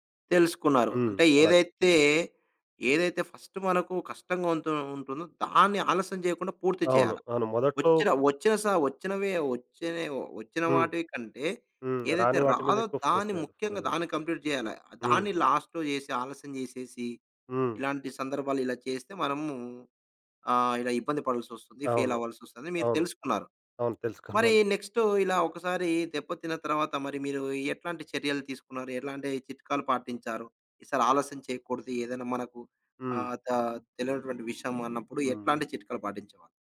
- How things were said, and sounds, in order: other background noise; in English: "కంప్లీట్"; in English: "ఫోకస్"; in English: "లాస్ట్‌లో"; laughing while speaking: "తెలుసుకున్నాను"
- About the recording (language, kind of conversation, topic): Telugu, podcast, ఆలస్యం చేస్తున్నవారికి మీరు ఏ సలహా ఇస్తారు?